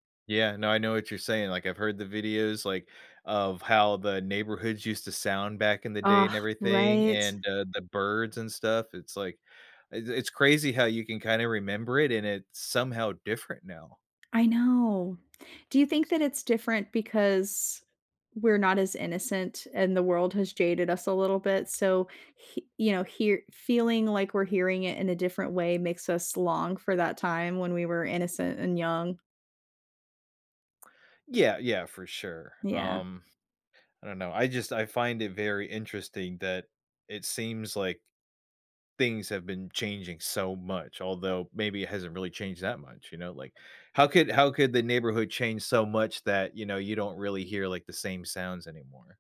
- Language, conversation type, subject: English, unstructured, What small rituals can I use to reset after a stressful day?
- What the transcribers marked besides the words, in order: tapping